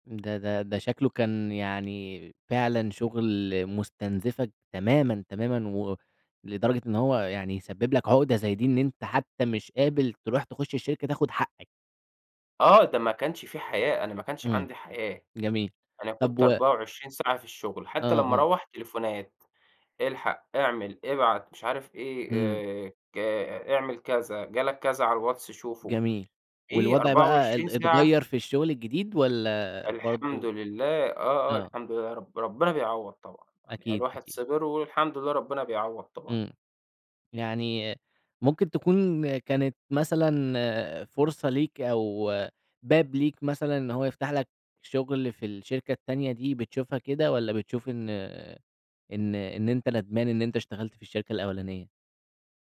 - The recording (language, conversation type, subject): Arabic, podcast, إيه العلامات اللي بتقول إن شغلك بيستنزفك؟
- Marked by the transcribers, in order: tapping